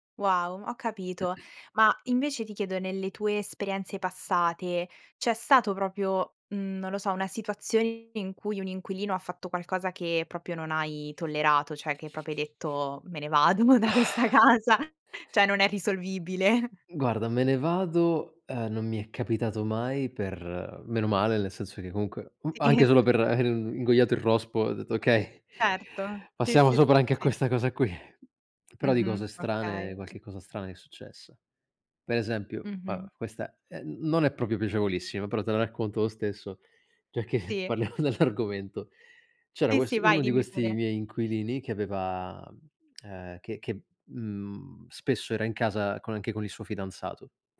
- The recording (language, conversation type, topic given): Italian, podcast, Come vi organizzate per dividervi le responsabilità domestiche e le faccende in casa?
- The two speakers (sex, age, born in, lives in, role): female, 18-19, Italy, Italy, host; male, 30-34, Italy, Italy, guest
- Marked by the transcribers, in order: throat clearing; "proprio" said as "propio"; "proprio" said as "propio"; other background noise; lip trill; "proprio" said as "propio"; laughing while speaking: "da questa casa"; chuckle; laughing while speaking: "Sì"; "proprio" said as "propio"; laughing while speaking: "giacché parliamo dell'argomento"